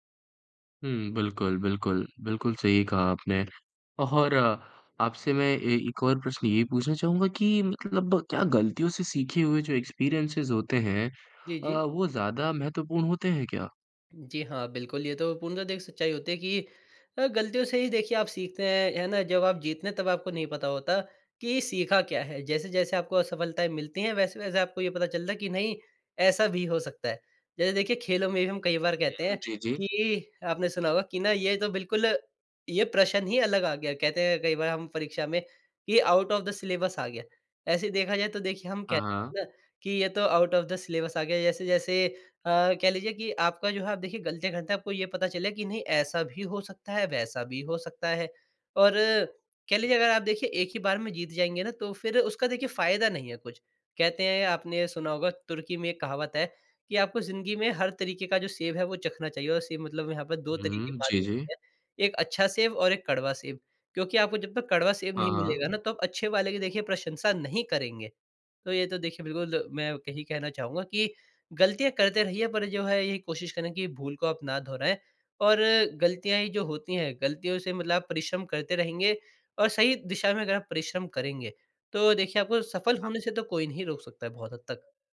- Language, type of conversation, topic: Hindi, podcast, गलतियों से आपने क्या सीखा, कोई उदाहरण बताएँ?
- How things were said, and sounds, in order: tapping; in English: "एक्सपीरियंसेज़"; in English: "आउट ऑफ द सिलेबस"; in English: "आउट ऑफ द सिलेबस"